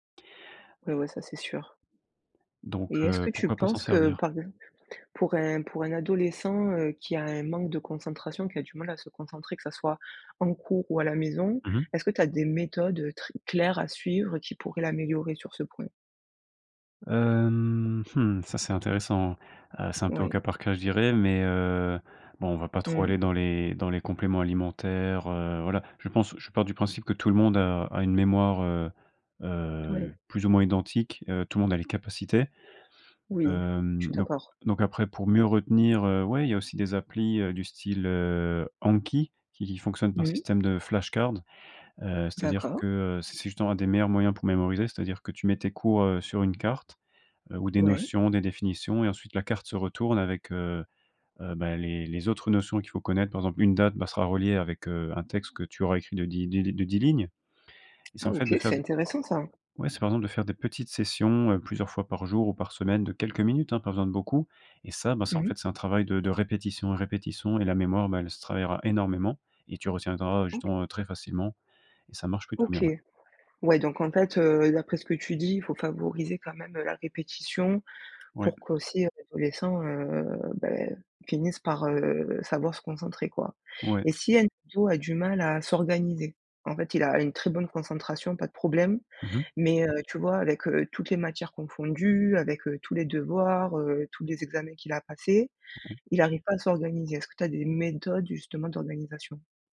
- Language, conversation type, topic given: French, podcast, Quel conseil donnerais-tu à un ado qui veut mieux apprendre ?
- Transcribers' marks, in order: drawn out: "Hem"; in English: "flashcards"; tapping; other background noise